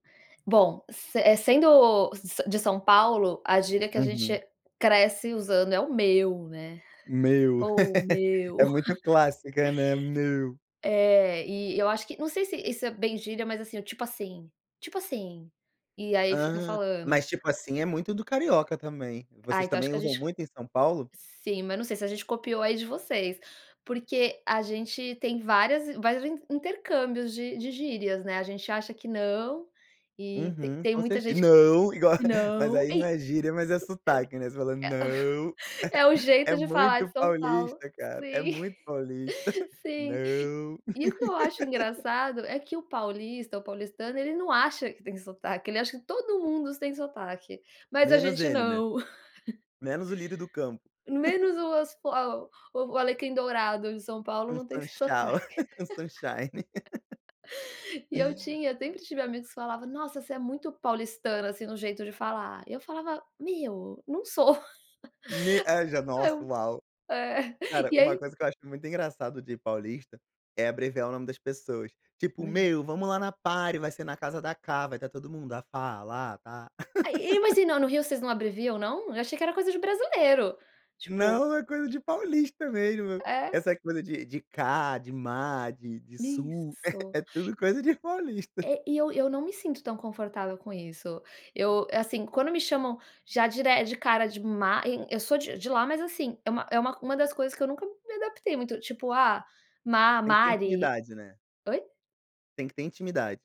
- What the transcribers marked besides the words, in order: put-on voice: "não"; put-on voice: "não"; chuckle; laugh; giggle; laugh; in English: "sunshine"; other noise; laugh; put-on voice: "Meu, vamos lá na party … Ta, a La"; unintelligible speech; in English: "party"; laugh
- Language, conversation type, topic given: Portuguese, podcast, Que gíria da sua cidade você usa sempre?